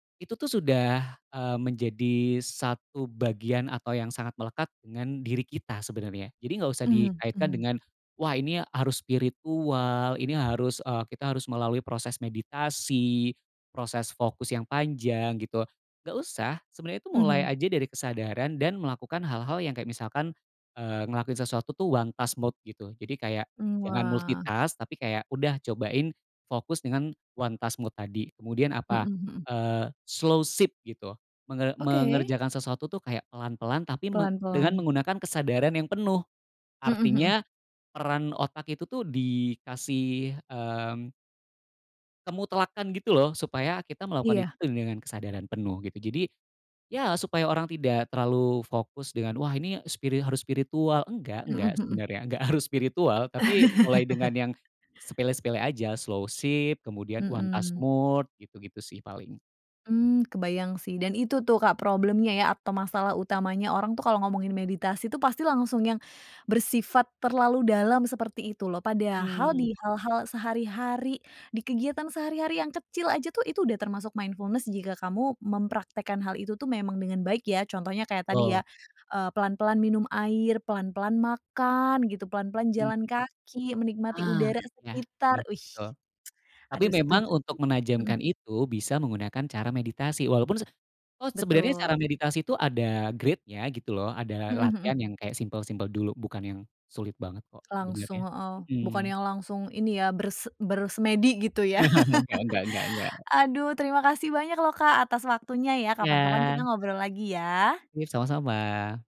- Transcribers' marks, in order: in English: "one task mode"; in English: "multitask"; in English: "one task mode"; in English: "slowship"; laughing while speaking: "enggak harus"; chuckle; in English: "slowship"; in English: "one task mode"; in English: "mindfulness"; other background noise; tsk; in English: "grade-nya"; chuckle; laugh
- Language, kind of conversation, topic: Indonesian, podcast, Bagaimana cara menyisipkan latihan kesadaran penuh di tempat kerja atau di sekolah?